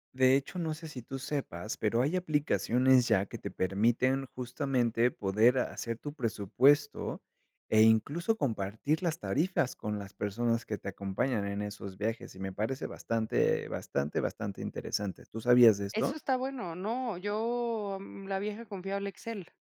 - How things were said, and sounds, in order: tapping
- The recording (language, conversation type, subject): Spanish, podcast, ¿Qué error cometiste durante un viaje y qué aprendiste de esa experiencia?